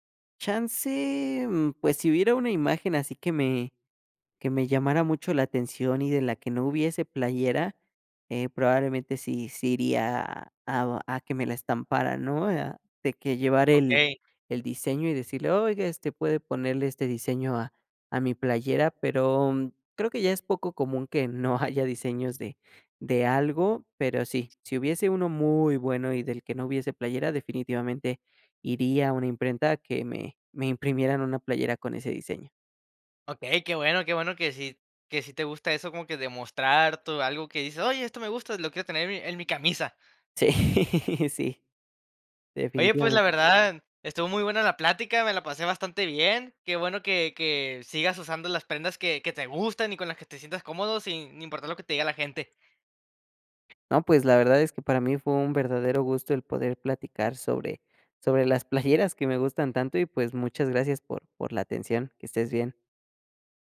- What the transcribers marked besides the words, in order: tapping; laughing while speaking: "Sí"
- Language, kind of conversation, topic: Spanish, podcast, ¿Qué prenda te define mejor y por qué?